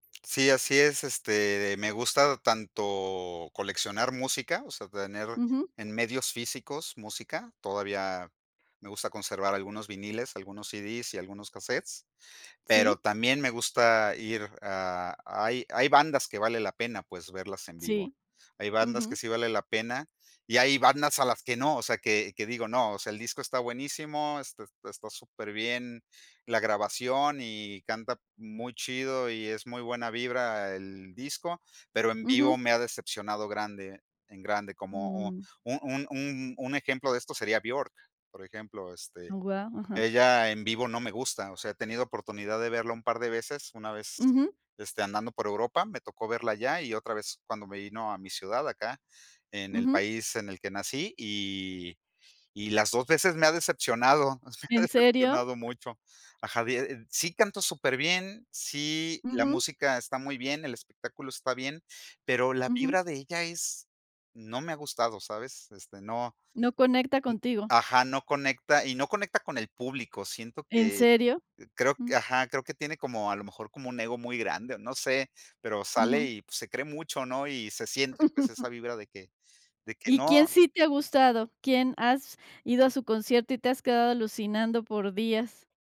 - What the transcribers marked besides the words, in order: tapping; "vinilos" said as "viniles"; chuckle
- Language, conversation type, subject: Spanish, podcast, ¿Cómo descubriste tu gusto musical?